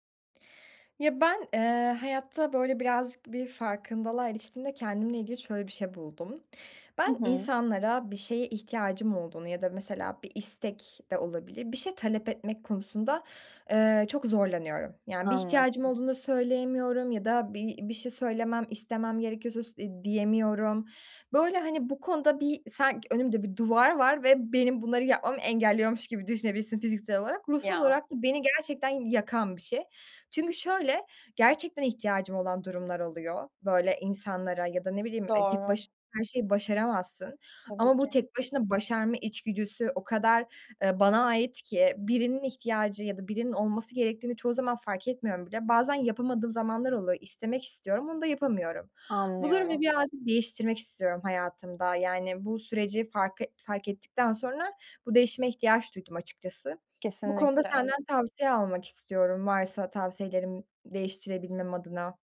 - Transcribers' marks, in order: other background noise
- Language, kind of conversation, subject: Turkish, advice, İş yerinde ve evde ihtiyaçlarımı nasıl açık, net ve nazikçe ifade edebilirim?
- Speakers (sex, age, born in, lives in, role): female, 20-24, Turkey, Germany, user; female, 25-29, Turkey, Hungary, advisor